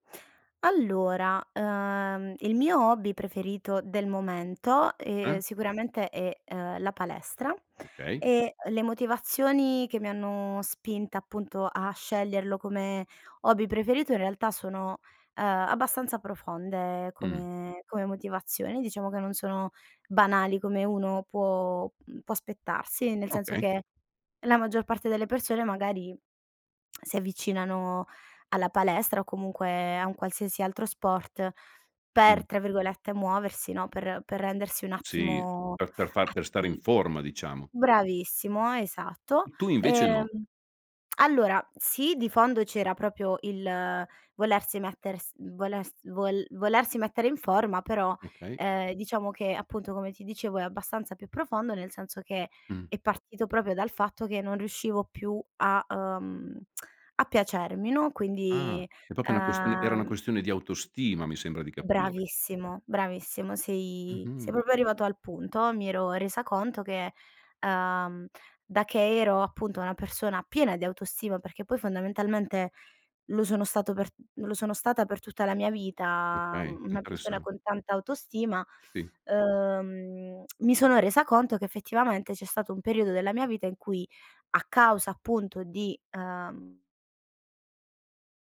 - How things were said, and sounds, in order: other noise; tapping; tsk; lip smack; "proprio" said as "propio"; other background noise; tsk; "proprio" said as "popio"; "proprio" said as "propio"; tongue click
- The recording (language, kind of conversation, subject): Italian, podcast, Qual è il tuo hobby preferito e come ci sei arrivato?